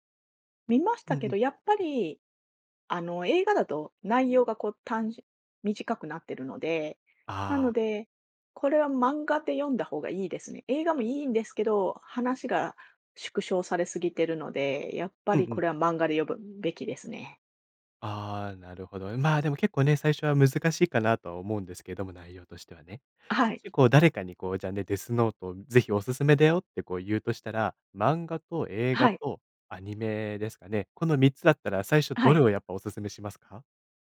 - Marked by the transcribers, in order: other noise
- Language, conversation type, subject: Japanese, podcast, 漫画で心に残っている作品はどれですか？